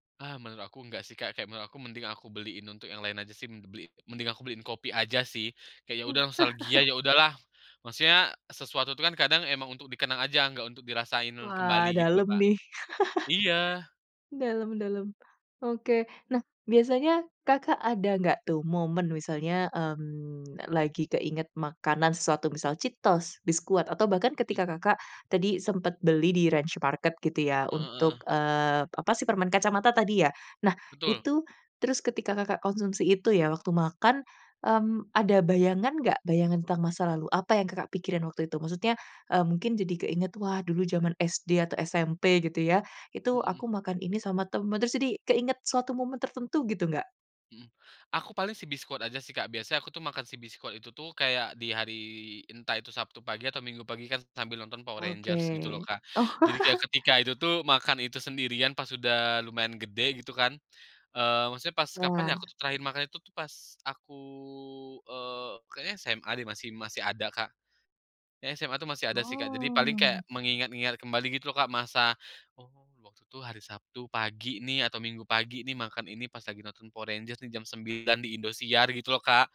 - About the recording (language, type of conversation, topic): Indonesian, podcast, Jajanan sekolah apa yang paling kamu rindukan sekarang?
- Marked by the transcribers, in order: chuckle; chuckle; chuckle; drawn out: "aku"; drawn out: "Oh"